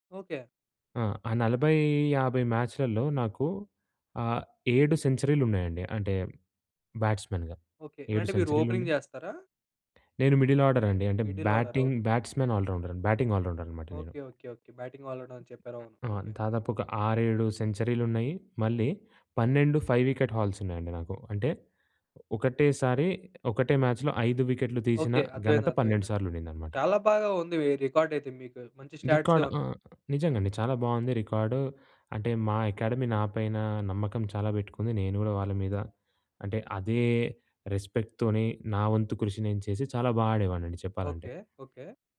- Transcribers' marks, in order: in English: "బ్యాట్స్‌మెన్‌గా"; in English: "ఓపెనింగ్"; in English: "మిడిల్ ఆర్డర్"; in English: "మిడిల్ ఆర్డర్"; in English: "బ్యాటింగ్, బ్యాట్స్‌మెన్, ఆల్ రౌండర్. బ్యాటింగ్ ఆల్ రౌండర్"; in English: "బాటింగ్ ఆల్ రౌండ"; other background noise; in English: "ఫైవ్ వికెట్ హాల్స్"; in English: "మ్యాచ్‍లో"; in English: "రికార్డ్"; in English: "స్టాట్సే"; in English: "రికార్డ్"; in English: "అకాడమీ"; in English: "రెస్పెక్ట్‌తోనే"
- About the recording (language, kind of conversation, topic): Telugu, podcast, ఒక చిన్న సహాయం పెద్ద మార్పు తేవగలదా?